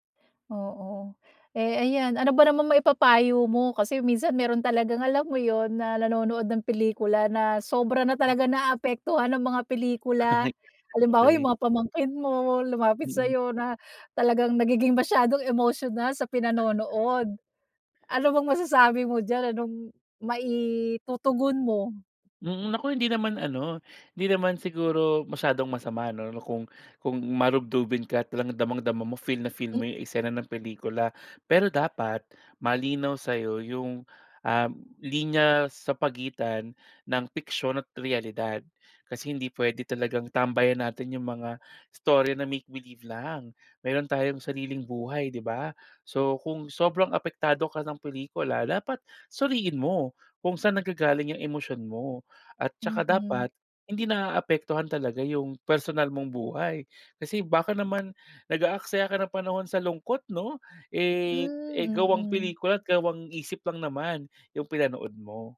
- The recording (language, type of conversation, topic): Filipino, podcast, Ano ang paborito mong pelikula, at bakit ito tumatak sa’yo?
- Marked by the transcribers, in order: gasp; joyful: "sobra na talaga naaapektuhan ng … anong maitutugon mo?"; gasp; gasp; gasp; unintelligible speech; gasp; gasp; gasp; gasp; gasp; gasp; gasp; gasp; gasp; gasp